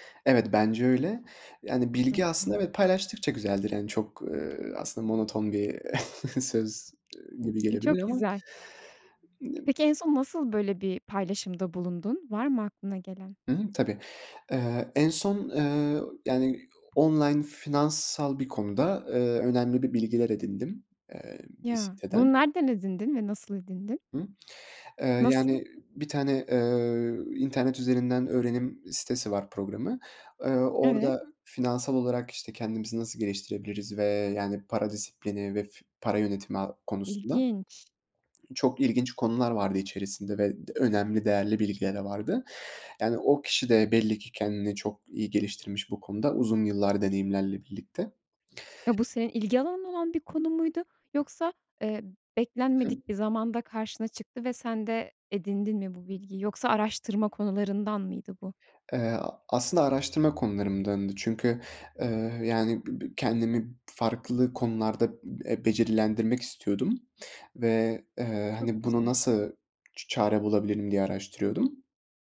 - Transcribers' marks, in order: unintelligible speech; chuckle; unintelligible speech; in English: "online"; other noise; unintelligible speech; other background noise
- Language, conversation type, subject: Turkish, podcast, Birine bir beceriyi öğretecek olsan nasıl başlardın?
- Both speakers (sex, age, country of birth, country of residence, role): female, 30-34, Turkey, Netherlands, host; male, 20-24, Turkey, Netherlands, guest